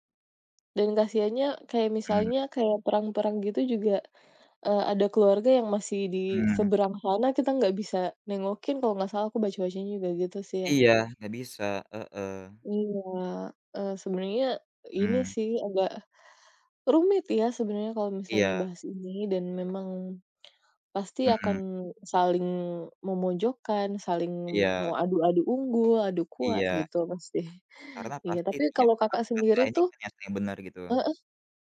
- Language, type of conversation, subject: Indonesian, unstructured, Mengapa propaganda sering digunakan dalam perang dan politik?
- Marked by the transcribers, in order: other background noise